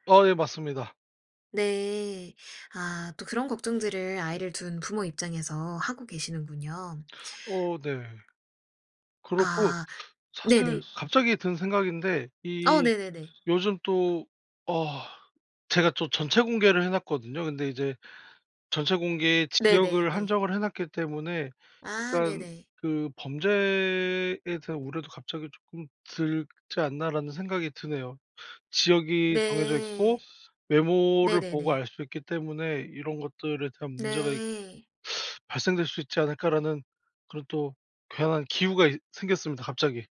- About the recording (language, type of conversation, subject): Korean, podcast, SNS가 일상에 어떤 영향을 준다고 보세요?
- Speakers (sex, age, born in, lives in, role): female, 25-29, South Korea, United States, host; male, 30-34, South Korea, South Korea, guest
- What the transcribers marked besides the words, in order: tapping; other background noise; teeth sucking